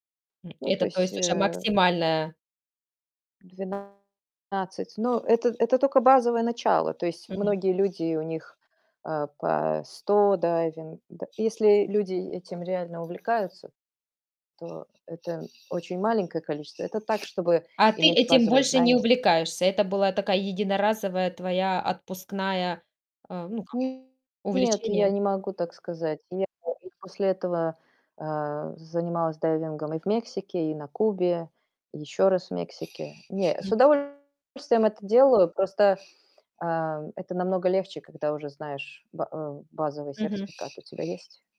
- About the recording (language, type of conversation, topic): Russian, podcast, Какое знакомство с местными запомнилось вам навсегда?
- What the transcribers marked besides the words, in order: other background noise; distorted speech